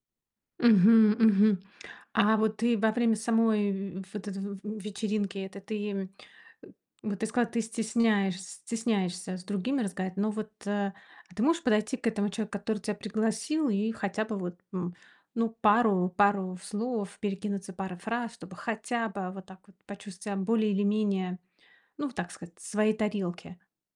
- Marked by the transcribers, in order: none
- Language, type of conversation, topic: Russian, advice, Почему я чувствую себя одиноко на вечеринках и праздниках?
- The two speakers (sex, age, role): female, 30-34, user; female, 45-49, advisor